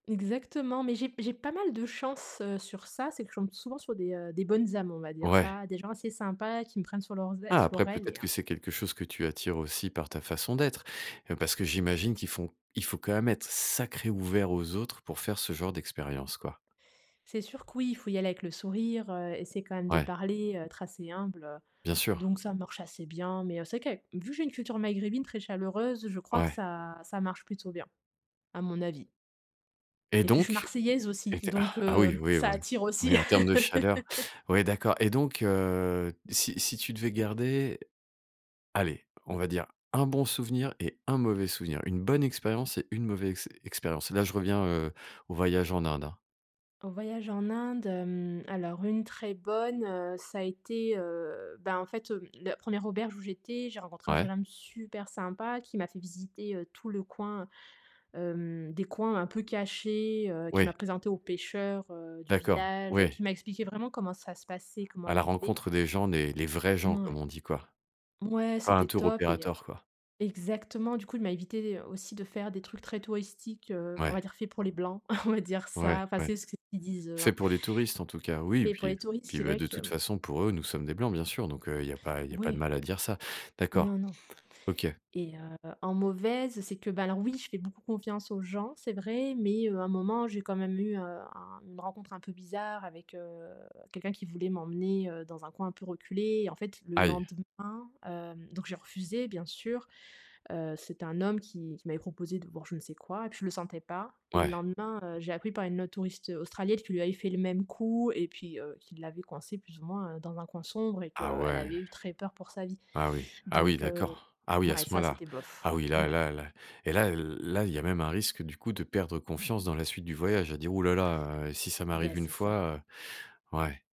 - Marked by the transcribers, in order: drawn out: "sacré"; laugh; stressed: "un"; stressed: "un"; stressed: "super"; tapping; stressed: "vrais"; in English: "tour operator"; chuckle; laughing while speaking: "on"; other background noise; stressed: "Aïe"; surprised: "ah oui, d'accord ! Ah oui à ce point-là ?"
- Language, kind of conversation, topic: French, podcast, As-tu déjà voyagé seul, et comment ça s’est passé ?